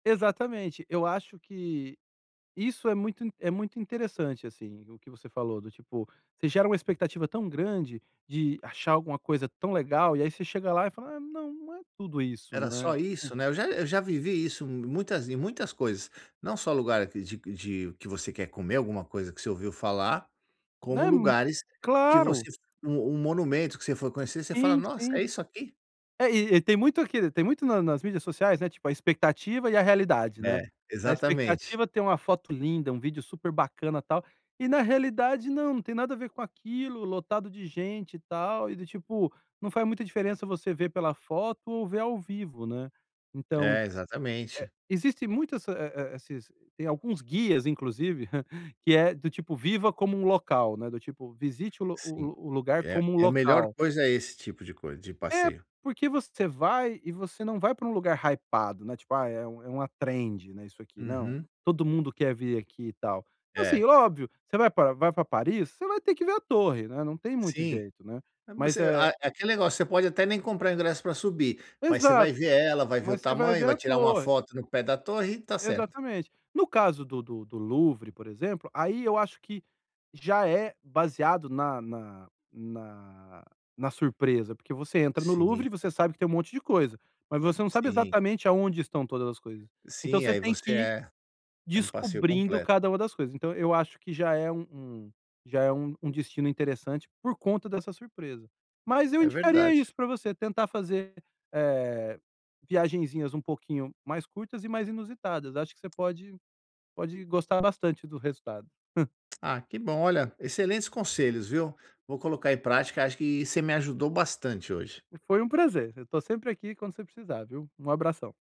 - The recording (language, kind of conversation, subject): Portuguese, advice, Como posso controlar a ansiedade ao explorar lugares desconhecidos?
- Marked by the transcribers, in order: other background noise; in English: "trend"; tapping; chuckle